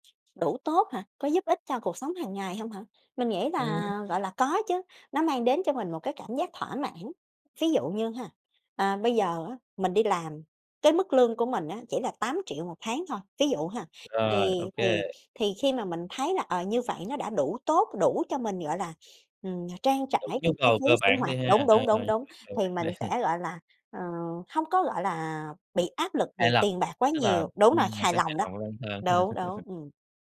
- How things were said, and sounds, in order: other background noise; tapping; unintelligible speech; laughing while speaking: "đi"; laugh
- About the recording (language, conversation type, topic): Vietnamese, podcast, Bạn nghĩ gì về tư duy “đủ tốt” thay vì hoàn hảo?